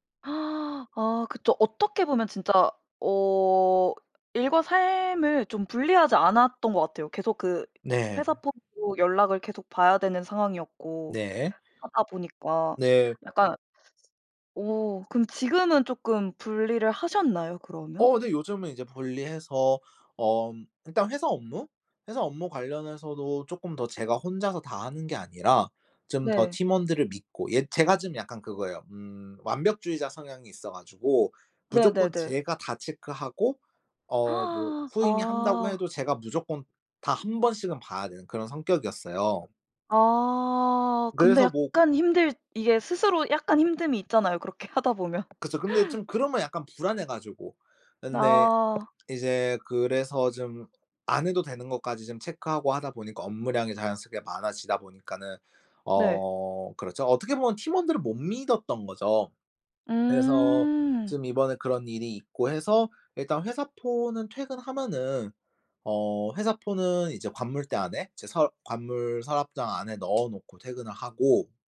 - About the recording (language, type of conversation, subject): Korean, podcast, 일과 삶의 균형을 바꾸게 된 계기는 무엇인가요?
- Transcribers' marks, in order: gasp; tapping; teeth sucking; gasp; laughing while speaking: "하다 보면"; laugh; other background noise